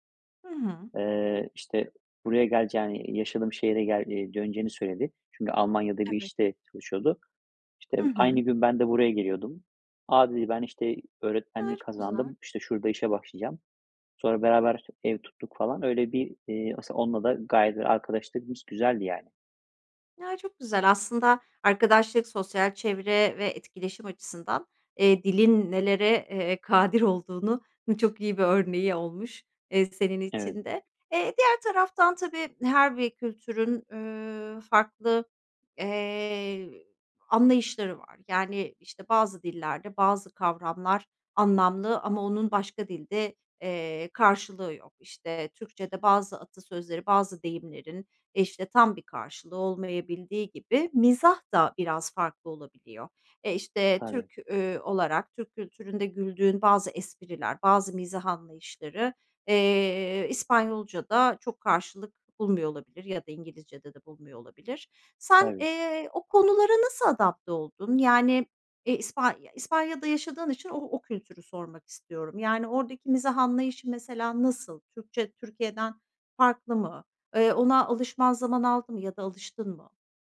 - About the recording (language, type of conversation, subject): Turkish, podcast, İki dili bir arada kullanmak sana ne kazandırdı, sence?
- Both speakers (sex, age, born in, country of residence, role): female, 45-49, Turkey, Netherlands, host; male, 35-39, Turkey, Spain, guest
- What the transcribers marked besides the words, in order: none